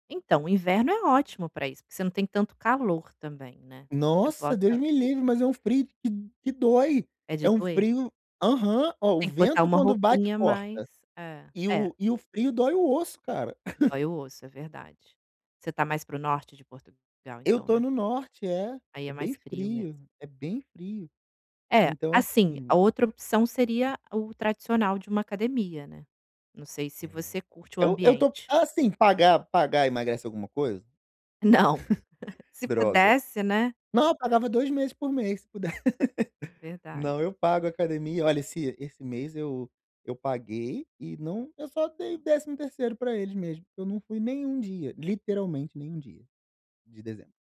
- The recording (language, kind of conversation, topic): Portuguese, advice, Como posso sair de uma estagnação nos treinos que dura há semanas?
- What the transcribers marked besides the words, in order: chuckle; tapping; chuckle; laugh